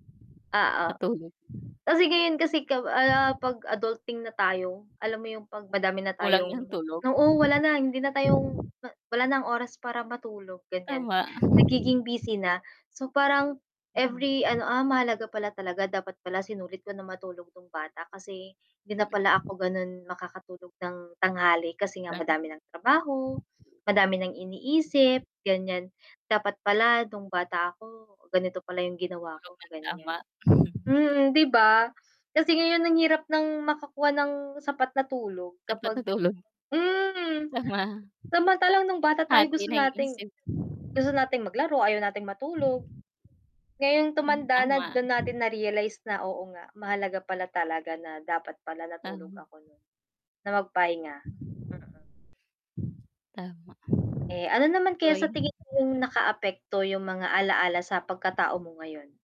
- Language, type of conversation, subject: Filipino, unstructured, Ano ang paborito mong alaala noong bata ka pa?
- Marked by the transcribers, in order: static; other background noise; giggle; distorted speech; unintelligible speech; chuckle; laughing while speaking: "Baba"; background speech